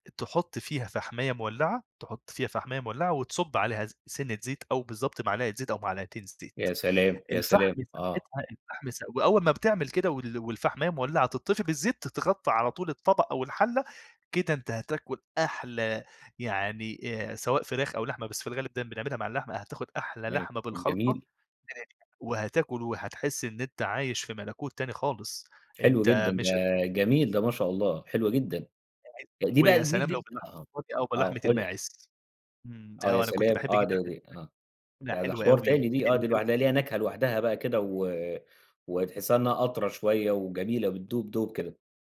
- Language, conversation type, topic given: Arabic, podcast, إيه الأكلة اللي أول ما تشم ريحتها أو تدوقها بتفكّرك فورًا ببيتكم؟
- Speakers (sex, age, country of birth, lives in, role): male, 25-29, Egypt, Egypt, guest; male, 30-34, Egypt, Egypt, host
- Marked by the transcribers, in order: unintelligible speech; unintelligible speech; unintelligible speech